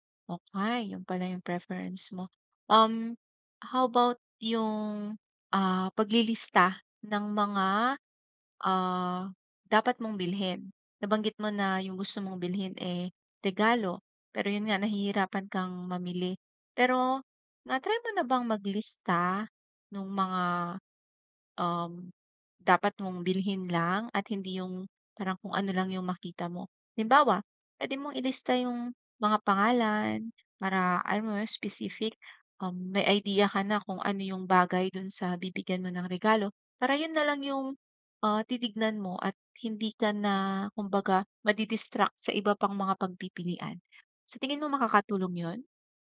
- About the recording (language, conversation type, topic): Filipino, advice, Bakit ako nalilito kapag napakaraming pagpipilian sa pamimili?
- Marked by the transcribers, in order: none